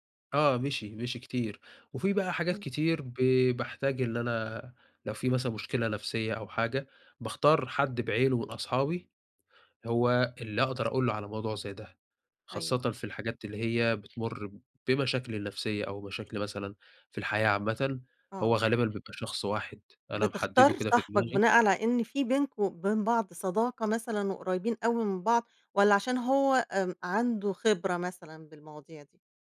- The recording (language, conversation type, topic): Arabic, podcast, ازاي نشجّع الناس يطلبوا دعم من غير خوف؟
- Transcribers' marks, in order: tapping